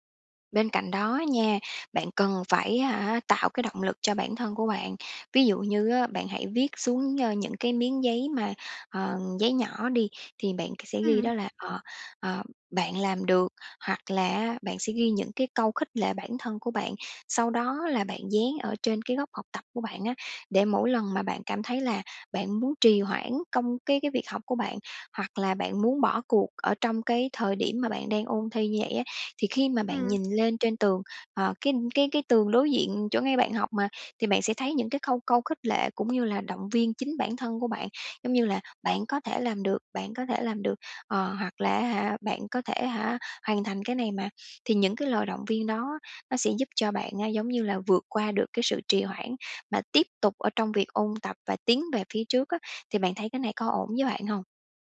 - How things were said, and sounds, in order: other background noise; tapping
- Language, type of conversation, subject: Vietnamese, advice, Làm thế nào để bỏ thói quen trì hoãn các công việc quan trọng?